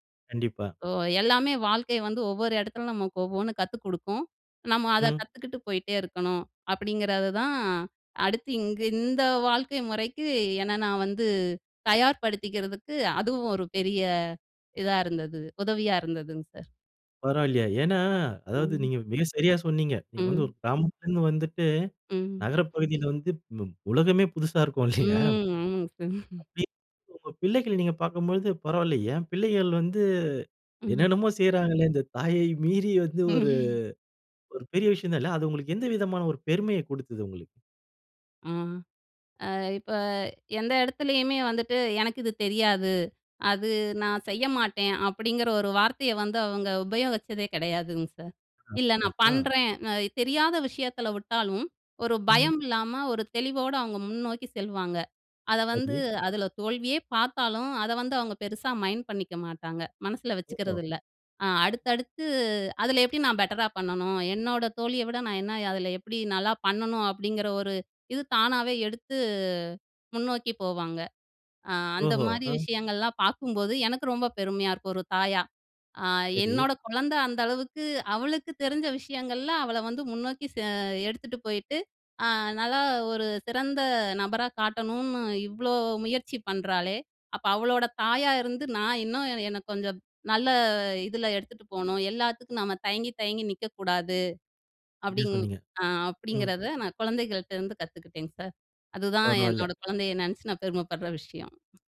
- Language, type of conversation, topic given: Tamil, podcast, குழந்தைகளிடம் இருந்து நீங்கள் கற்றுக்கொண்ட எளிய வாழ்க்கைப் பாடம் என்ன?
- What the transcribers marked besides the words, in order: drawn out: "ம்"; laughing while speaking: "இல்லையா?"; other noise; in English: "மைண்ட்"; in English: "பெட்டரா"; other background noise